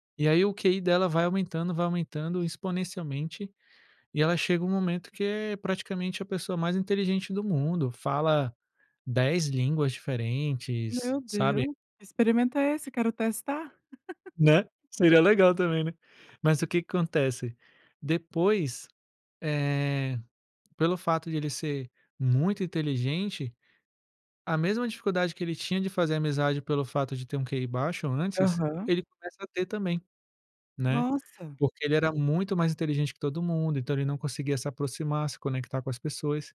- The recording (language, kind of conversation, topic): Portuguese, podcast, Me conta uma história que te aproximou de alguém?
- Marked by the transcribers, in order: other background noise; laugh; tapping